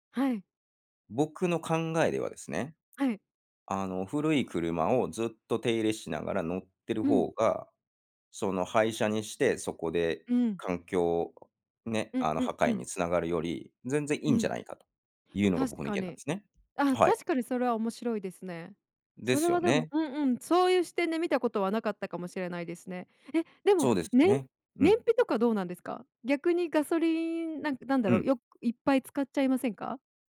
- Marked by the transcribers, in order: none
- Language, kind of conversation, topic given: Japanese, podcast, 日常生活の中で自分にできる自然保護にはどんなことがありますか？